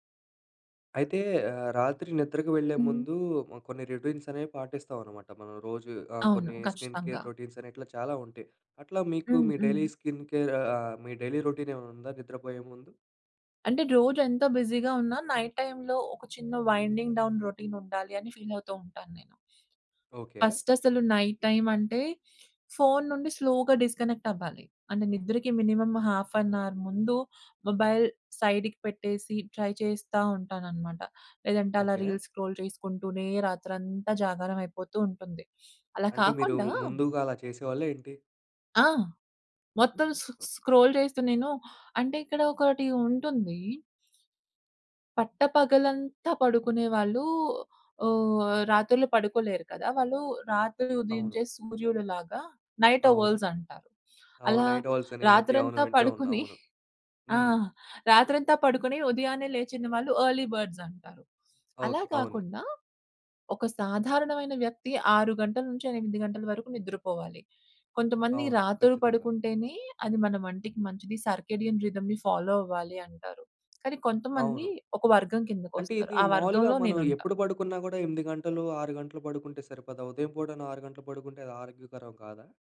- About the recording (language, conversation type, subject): Telugu, podcast, రాత్రి నిద్రకు వెళ్లే ముందు మీ దినచర్య ఎలా ఉంటుంది?
- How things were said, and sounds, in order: in English: "స్కిన్ కేర్"; in English: "డైలీ స్కిన్ కేర్"; in English: "డైలీ"; in English: "బిజీగా"; in English: "నైట్ టైమ్‌లో"; in English: "వైండింగ్ డౌన్"; other background noise; in English: "నైట్"; in English: "స్లోగా"; in English: "మినిమమ్ హాఫ్ ఎన్ అవర్"; in English: "మొబైల్"; in English: "ట్రై"; in English: "రీల్స్ స్క్రోల్"; in English: "సొ సొ స్క్రోల్"; unintelligible speech; in English: "నైట్ ఒవల్స్"; in English: "నైట్"; giggle; in English: "ఎర్లీ బర్డ్స్"; in English: "సర్కేడియం రిదమ్‌ని ఫాలో"